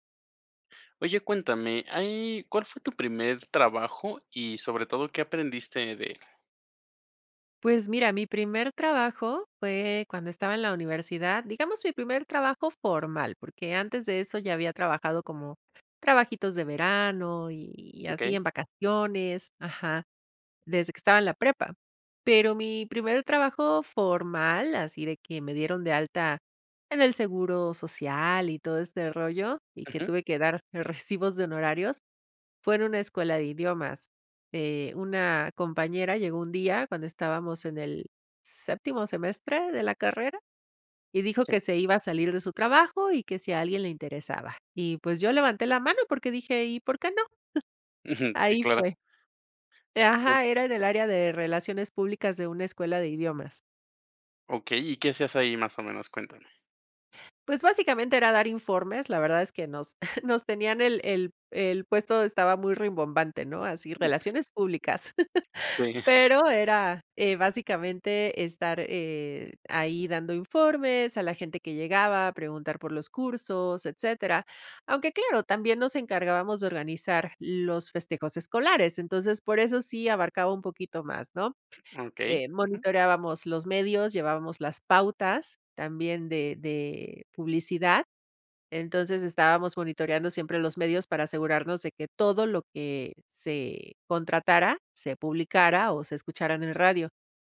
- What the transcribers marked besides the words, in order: chuckle; laughing while speaking: "Sí"; chuckle; tapping
- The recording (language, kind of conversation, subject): Spanish, podcast, ¿Cuál fue tu primer trabajo y qué aprendiste de él?